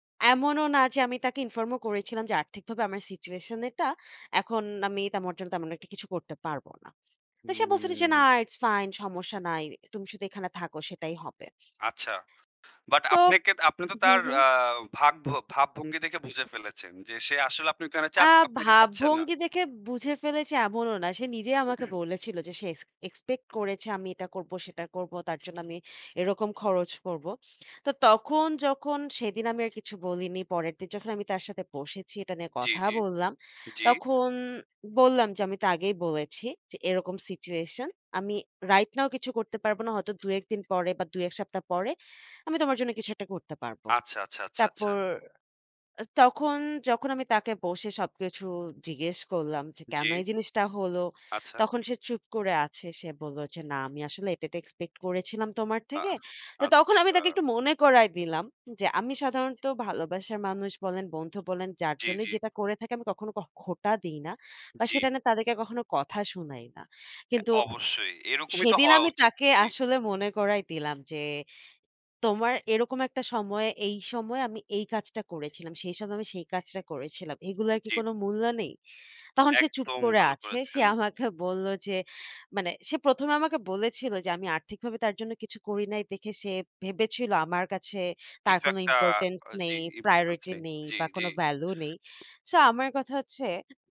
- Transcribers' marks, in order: drawn out: "উম"; throat clearing; tapping; other background noise; laughing while speaking: "সে আমাকে বলল যে"; in English: "important"; unintelligible speech
- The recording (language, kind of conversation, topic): Bengali, unstructured, কীভাবে বুঝবেন প্রেমের সম্পর্কে আপনাকে ব্যবহার করা হচ্ছে?